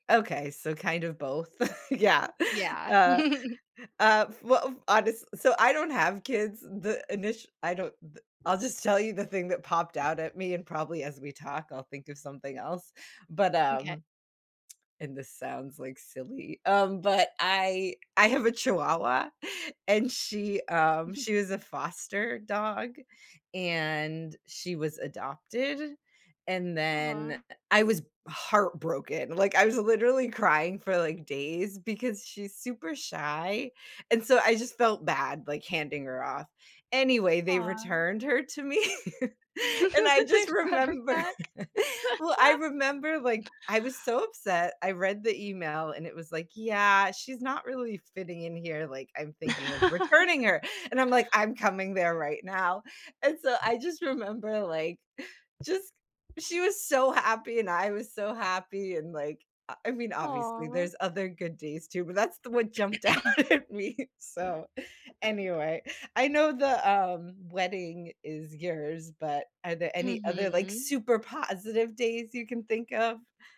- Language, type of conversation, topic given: English, unstructured, How do memories from your past shape who you are today?
- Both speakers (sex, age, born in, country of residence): female, 40-44, United States, United States; female, 45-49, United States, United States
- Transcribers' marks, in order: laugh; other background noise; chuckle; laugh; laughing while speaking: "remember"; chuckle; laughing while speaking: "They brought her back"; laugh; laugh; throat clearing; laughing while speaking: "out at"